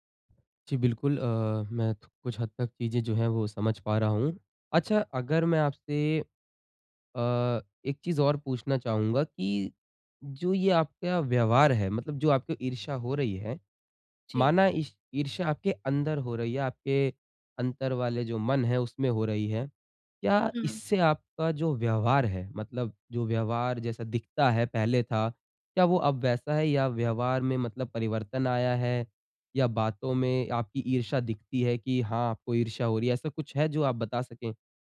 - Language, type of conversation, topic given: Hindi, advice, ईर्ष्या के बावजूद स्वस्थ दोस्ती कैसे बनाए रखें?
- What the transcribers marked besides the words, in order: none